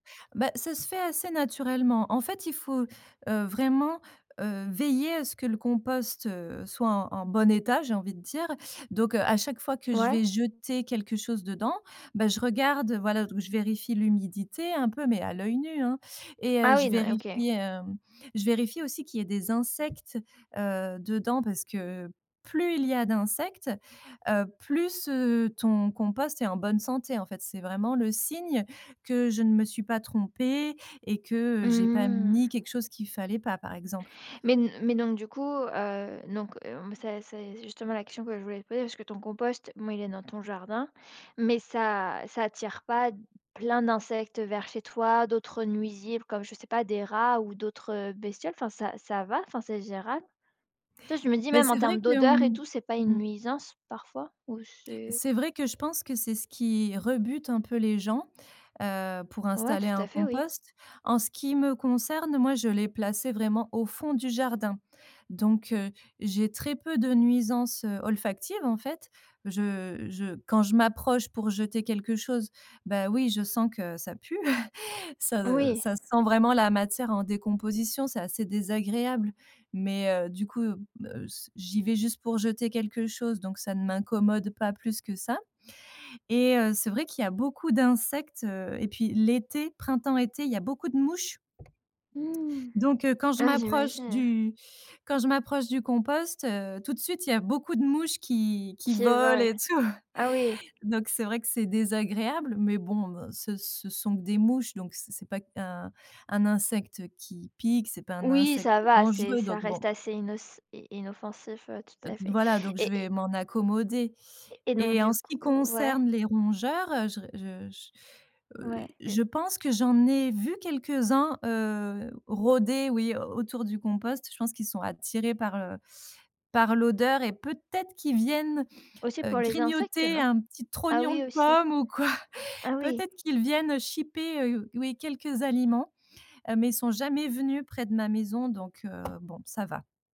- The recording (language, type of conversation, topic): French, podcast, Quelle est ton expérience du compostage à la maison ?
- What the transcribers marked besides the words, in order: tapping; chuckle; other noise; laughing while speaking: "tout"; stressed: "peut-être"; laughing while speaking: "ou quoi"; other background noise